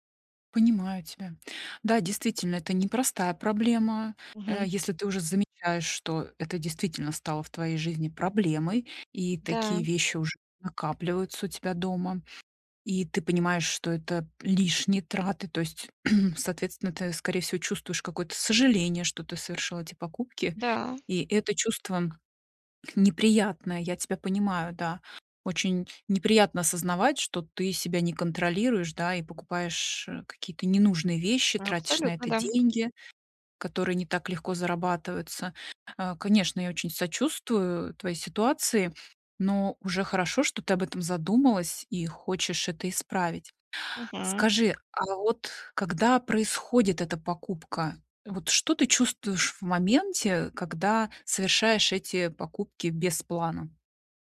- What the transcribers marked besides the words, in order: throat clearing
- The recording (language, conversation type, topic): Russian, advice, Как мне справляться с внезапными импульсами, которые мешают жить и принимать решения?